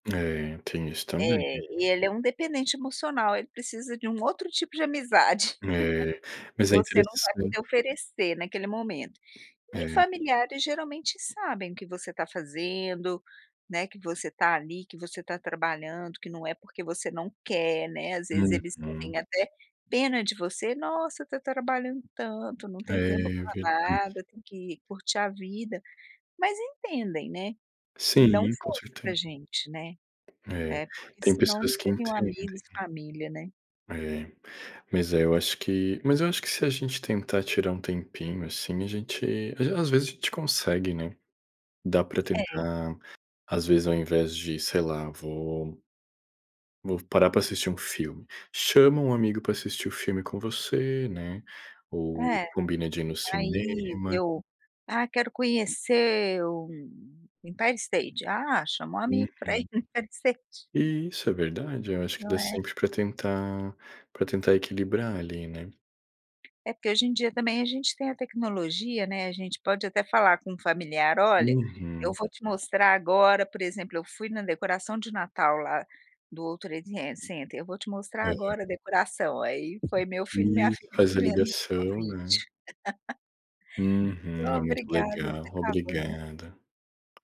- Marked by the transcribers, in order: chuckle; tapping; laughing while speaking: "no Empire State"; laugh
- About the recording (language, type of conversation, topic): Portuguese, unstructured, Como você equilibra o seu tempo entre a família e os amigos?